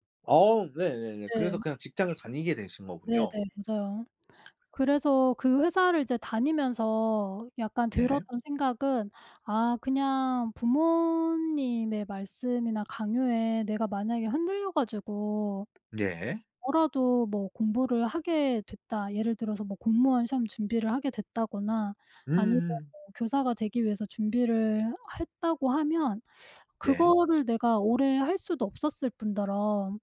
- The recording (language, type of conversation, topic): Korean, podcast, 가족의 진로 기대에 대해 어떻게 느끼시나요?
- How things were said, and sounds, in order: background speech; tapping; other background noise